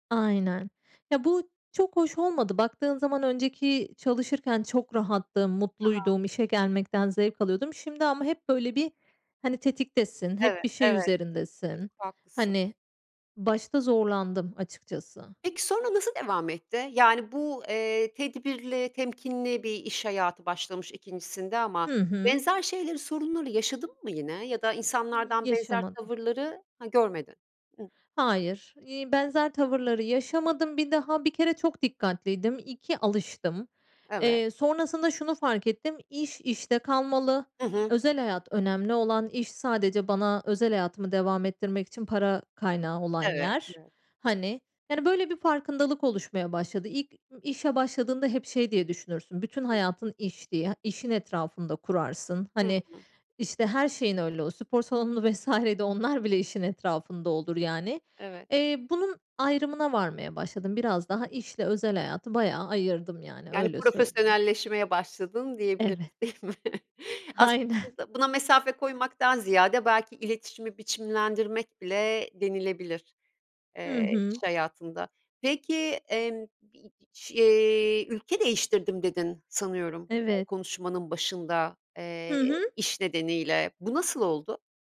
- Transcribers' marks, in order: other background noise; other noise; laughing while speaking: "değil mi?"; laughing while speaking: "Aynen"; tapping
- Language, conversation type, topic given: Turkish, podcast, İş değiştirmeye karar verirken seni en çok ne düşündürür?